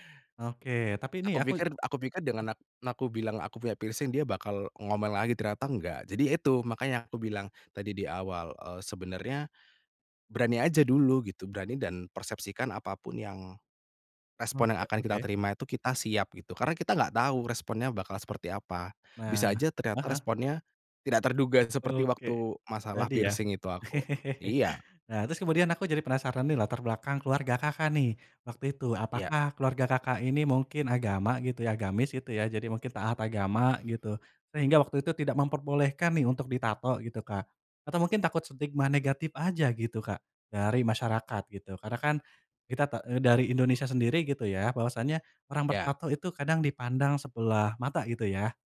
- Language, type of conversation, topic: Indonesian, podcast, Apa strategi kamu agar bisa jujur tanpa memicu konflik?
- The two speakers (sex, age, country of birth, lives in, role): male, 25-29, Indonesia, Indonesia, host; male, 30-34, Indonesia, Indonesia, guest
- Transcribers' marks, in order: in English: "piercing"; laugh; in English: "piercing"; other background noise